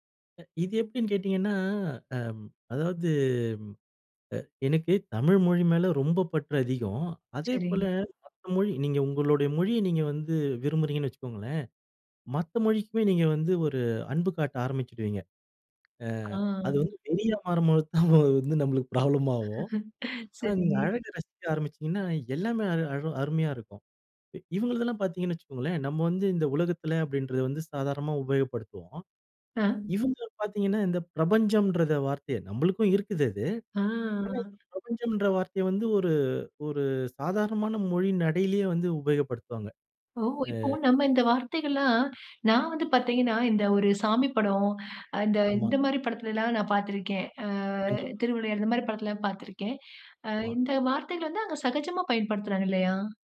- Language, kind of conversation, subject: Tamil, podcast, மொழி வேறுபாடு காரணமாக அன்பு தவறாகப் புரிந்து கொள்ளப்படுவதா? உதாரணம் சொல்ல முடியுமா?
- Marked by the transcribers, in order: other background noise; laughing while speaking: "தான் வந்து நம்மளுக்கு ப்ராப்ளம் ஆவும்"; "ஆகும்" said as "ஆவும்"; laugh; drawn out: "ஆ"; drawn out: "அ"; "கண்டிப்பா" said as "கண்டிப்"